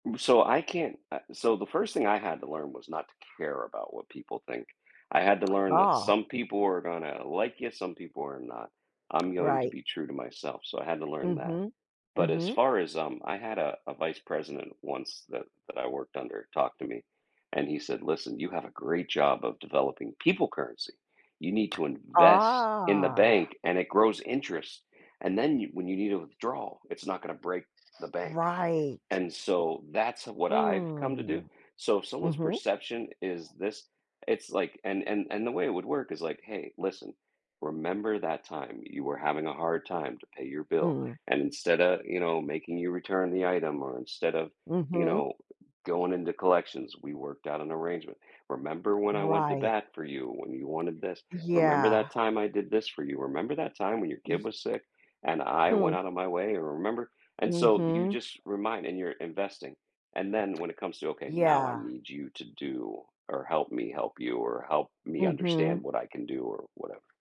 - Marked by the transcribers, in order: other background noise; drawn out: "Ah"; drawn out: "Mm"; tapping
- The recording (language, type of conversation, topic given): English, unstructured, How can practicing active listening help people resolve conflicts more effectively in their relationships?
- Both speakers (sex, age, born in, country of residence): female, 70-74, United States, United States; male, 50-54, United States, United States